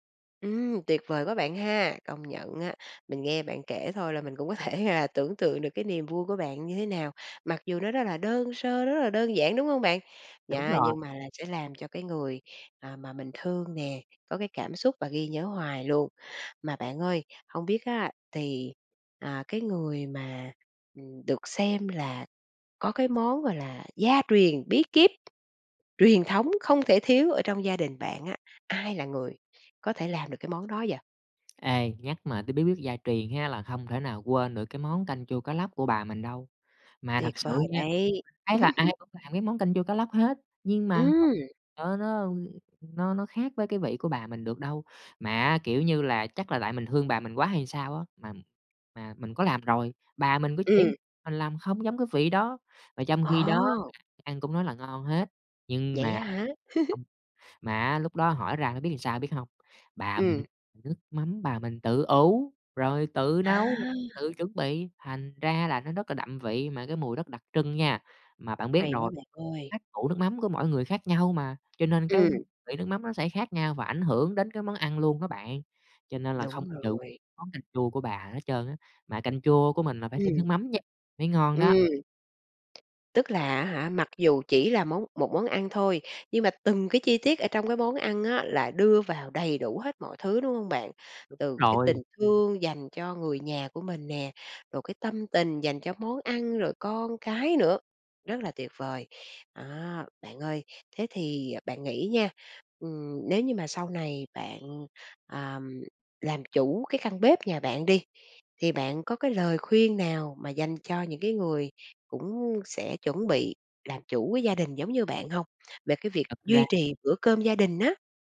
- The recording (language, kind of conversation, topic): Vietnamese, podcast, Bạn thường tổ chức bữa cơm gia đình như thế nào?
- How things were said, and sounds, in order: laughing while speaking: "thể"; tapping; other noise; chuckle; laugh; "làm" said as "ừn"; alarm